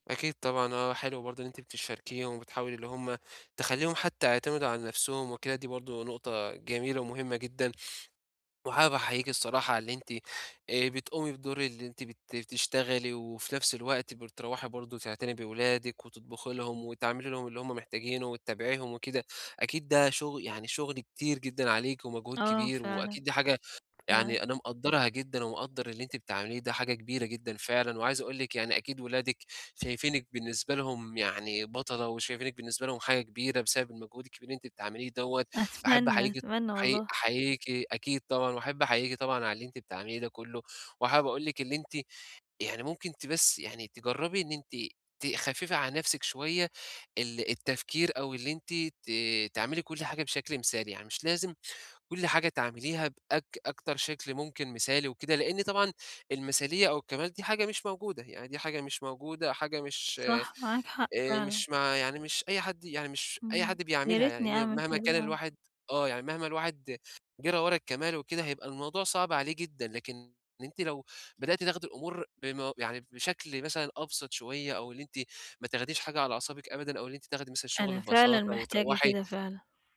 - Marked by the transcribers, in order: tapping
- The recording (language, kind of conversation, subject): Arabic, advice, إزاي بتدير وقتك بين شغلِك وبيتك؟